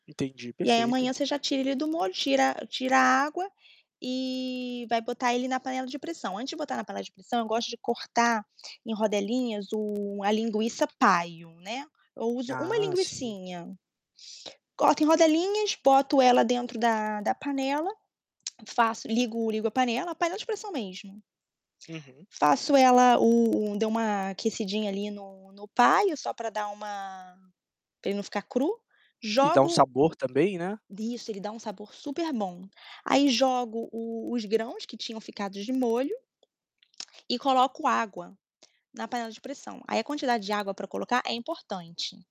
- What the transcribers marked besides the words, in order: distorted speech; tapping
- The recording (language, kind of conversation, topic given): Portuguese, podcast, Qual é uma receita fácil que você sempre faz?